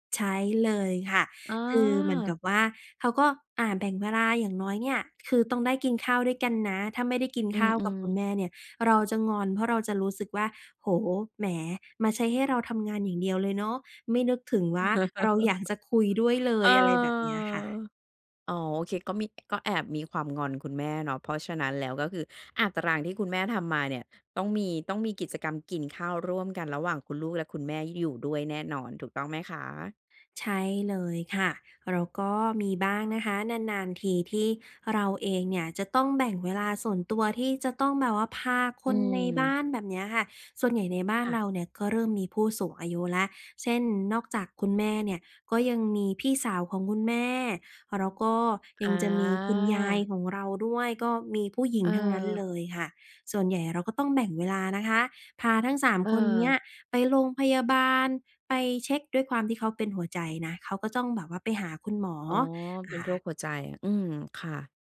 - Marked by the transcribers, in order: chuckle; drawn out: "เออ"; other background noise; drawn out: "อา"
- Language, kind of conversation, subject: Thai, podcast, จะจัดสมดุลงานกับครอบครัวอย่างไรให้ลงตัว?